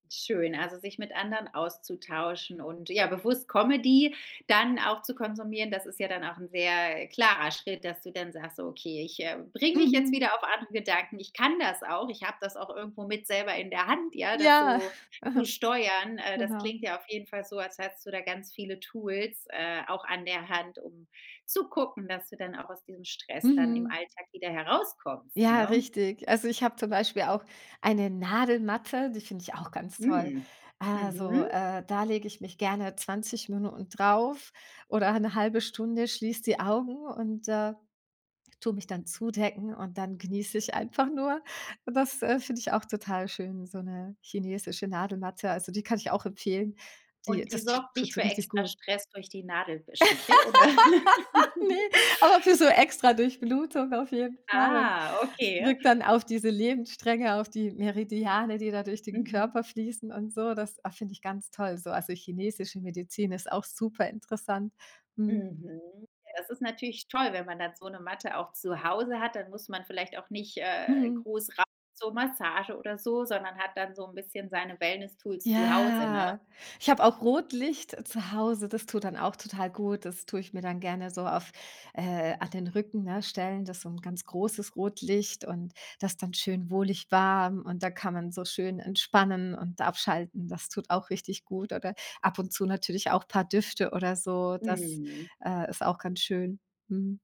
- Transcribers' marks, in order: chuckle; in English: "Tools"; laugh; in English: "Tools"; drawn out: "Ja"
- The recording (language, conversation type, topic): German, podcast, Wie gelingt es dir, trotz Stress kleine Freuden wahrzunehmen?